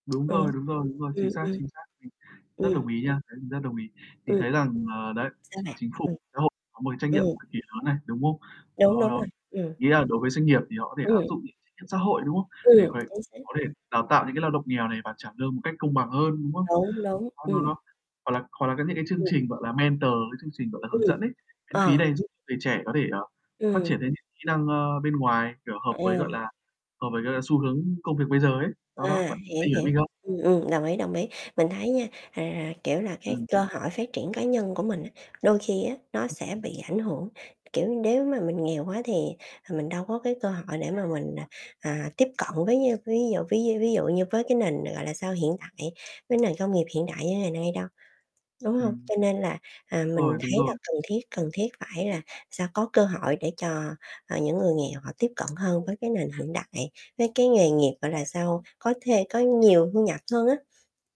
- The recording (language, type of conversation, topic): Vietnamese, unstructured, Bạn cảm thấy thế nào về sự chênh lệch giàu nghèo hiện nay?
- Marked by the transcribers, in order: mechanical hum; distorted speech; tsk; other background noise; unintelligible speech; tapping; static; in English: "mentor"; unintelligible speech; unintelligible speech